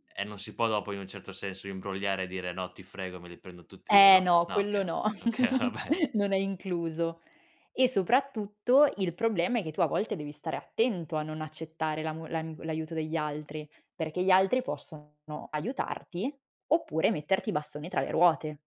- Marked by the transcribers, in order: giggle; laughing while speaking: "okay, va bene"
- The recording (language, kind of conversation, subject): Italian, podcast, Qual è il tuo gioco preferito per rilassarti, e perché?